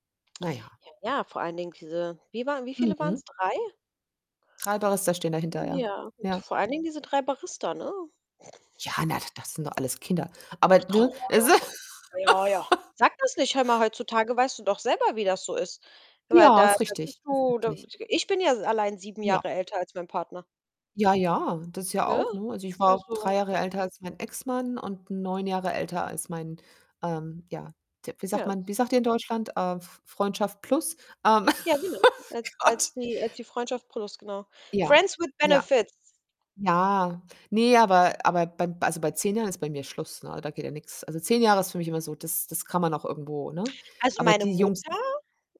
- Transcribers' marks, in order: chuckle; unintelligible speech; put-on voice: "Ja, ja"; laugh; unintelligible speech; laugh; laughing while speaking: "Gott"; in English: "Friends with Benefits"
- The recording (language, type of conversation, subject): German, unstructured, Wie findest du die richtige Balance zwischen gesunder Ernährung und Genuss?